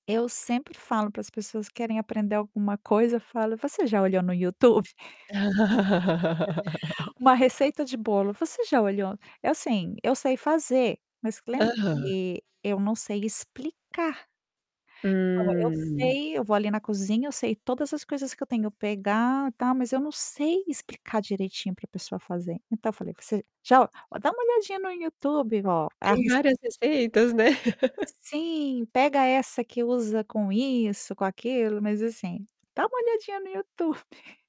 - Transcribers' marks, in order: laugh; other background noise; distorted speech; tapping; drawn out: "Hum"; static; laugh; chuckle
- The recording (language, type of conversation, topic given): Portuguese, podcast, Como a tecnologia mudou o seu dia a dia nos últimos anos?